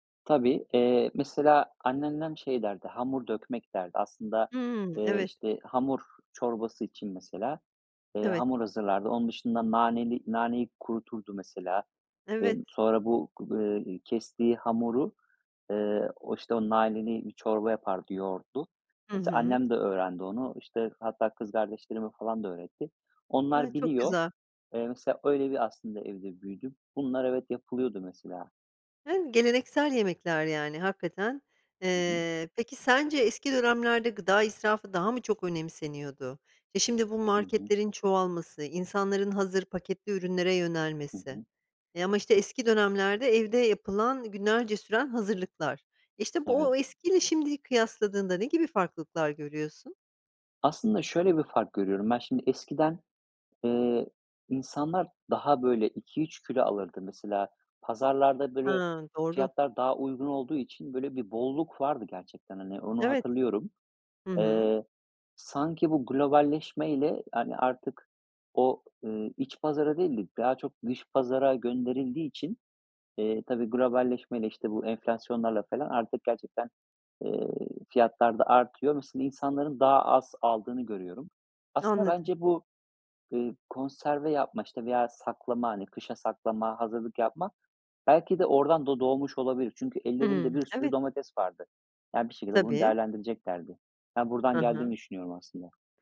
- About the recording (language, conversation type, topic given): Turkish, podcast, Gıda israfını azaltmanın en etkili yolları hangileridir?
- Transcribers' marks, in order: tapping